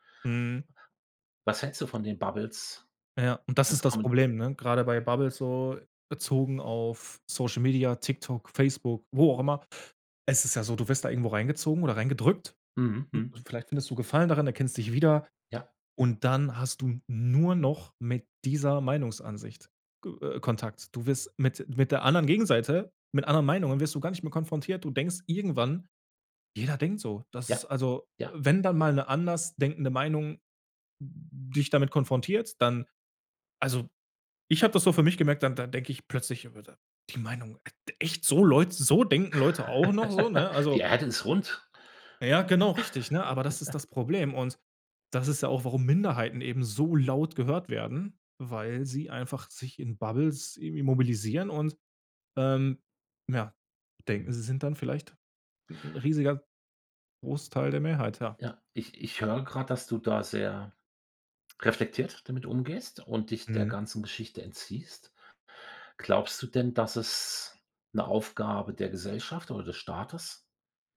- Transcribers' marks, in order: in English: "Bubbles?"; in English: "Bubbles"; chuckle; chuckle; in English: "Bubbles"
- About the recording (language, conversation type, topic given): German, podcast, Wie können Algorithmen unsere Meinungen beeinflussen?